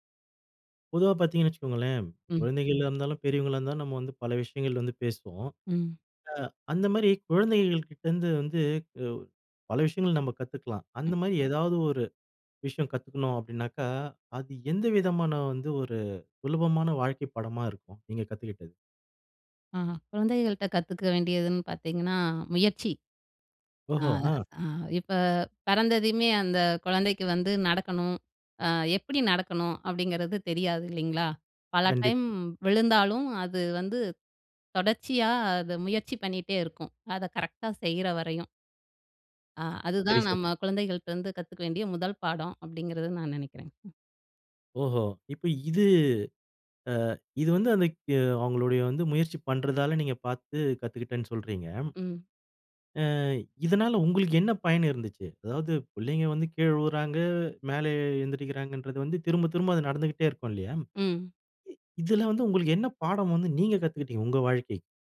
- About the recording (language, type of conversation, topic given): Tamil, podcast, குழந்தைகளிடம் இருந்து நீங்கள் கற்றுக்கொண்ட எளிய வாழ்க்கைப் பாடம் என்ன?
- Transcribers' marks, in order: other background noise; other noise